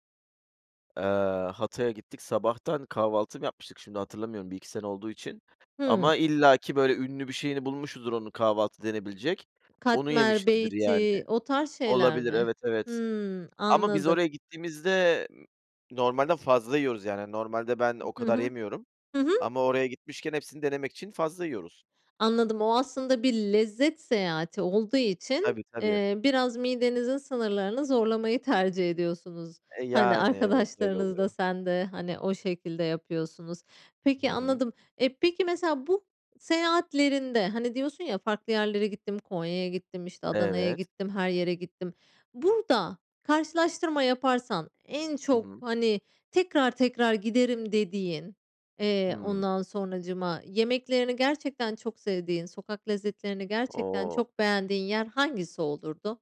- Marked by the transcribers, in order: other background noise; tapping; unintelligible speech
- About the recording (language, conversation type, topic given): Turkish, podcast, En sevdiğin sokak yemekleri hangileri ve neden?